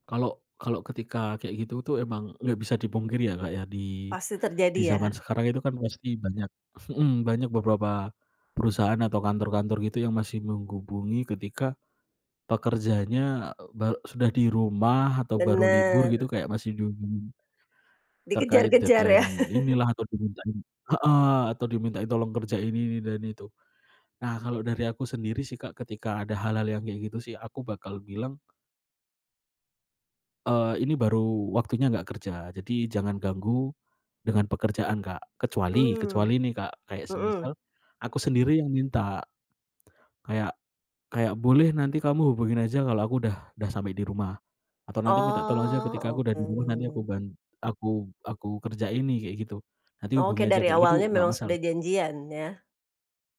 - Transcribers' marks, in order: "menghubungi" said as "menggubungi"; in English: "deadline"; chuckle; tapping; drawn out: "oke"
- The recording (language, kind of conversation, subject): Indonesian, podcast, Apa yang Anda lakukan untuk menjaga kesehatan mental saat bekerja?
- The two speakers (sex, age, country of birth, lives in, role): female, 45-49, Indonesia, Indonesia, host; male, 25-29, Indonesia, Indonesia, guest